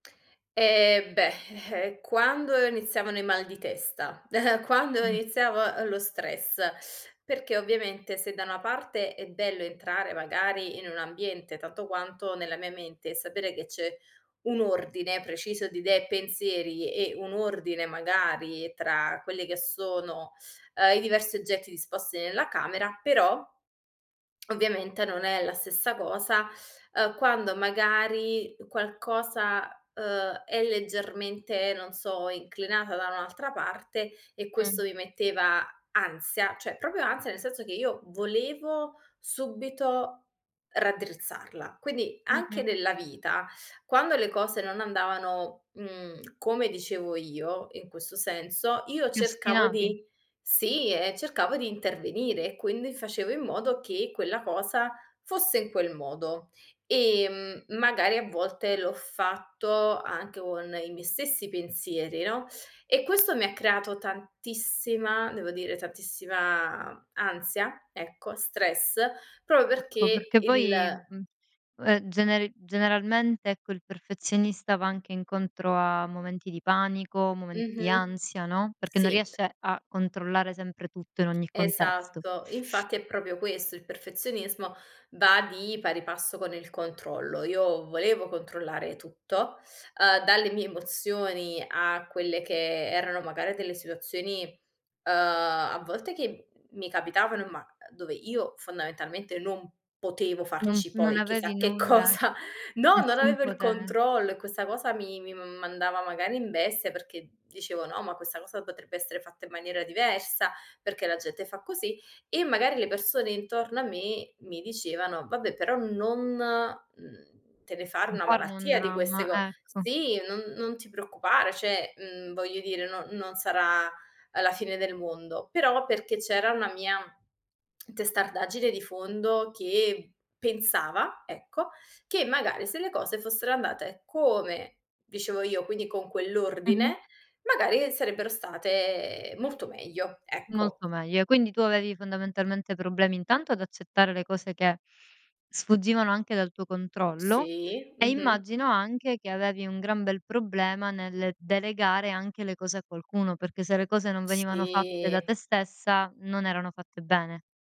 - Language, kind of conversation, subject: Italian, podcast, Come affronti il perfezionismo che blocca il flusso?
- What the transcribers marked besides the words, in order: scoff; chuckle; tongue click; other background noise; "cioè" said as "ceh"; "proprio" said as "propio"; tapping; drawn out: "tantissima"; stressed: "non potevo"; laughing while speaking: "cosa"; "Cioè" said as "ceh"; tongue click; drawn out: "state"; drawn out: "Sì"